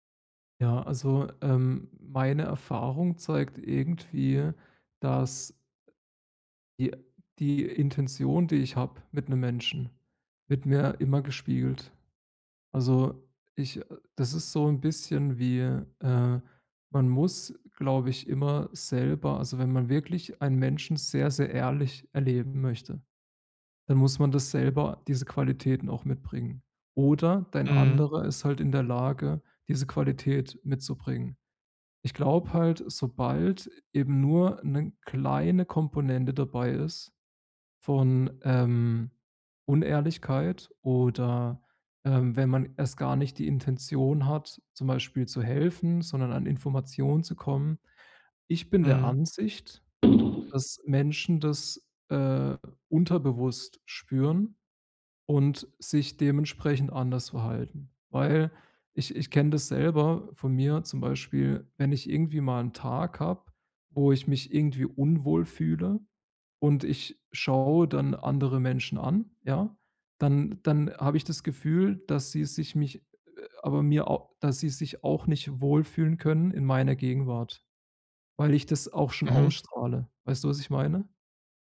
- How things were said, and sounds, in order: other background noise
- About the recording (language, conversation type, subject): German, podcast, Wie zeigst du, dass du jemanden wirklich verstanden hast?
- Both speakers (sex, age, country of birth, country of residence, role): male, 30-34, Germany, Germany, guest; male, 30-34, Germany, Germany, host